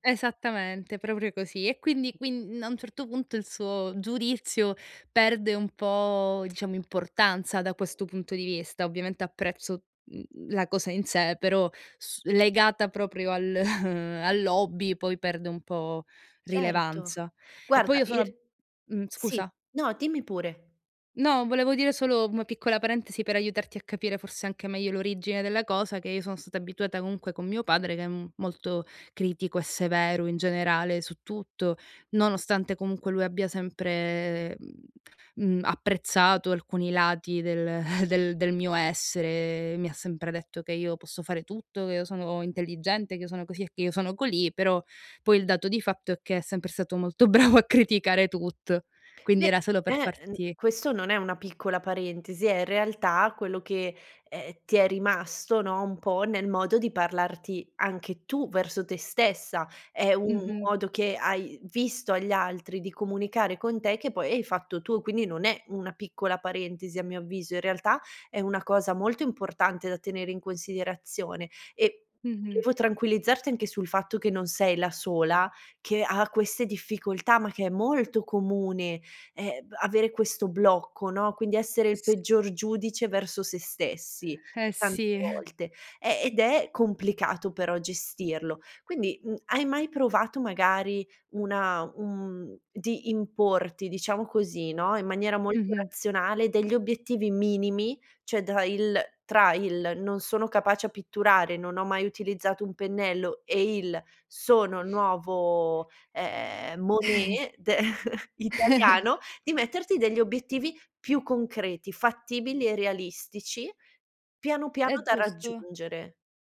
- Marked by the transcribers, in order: chuckle; laughing while speaking: "del"; laughing while speaking: "bravo a criticare tutto"; laughing while speaking: "sì"; "Cioè" said as "ceh"; sniff; chuckle
- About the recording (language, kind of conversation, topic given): Italian, advice, Come posso smettere di misurare il mio valore solo in base ai risultati, soprattutto quando ricevo critiche?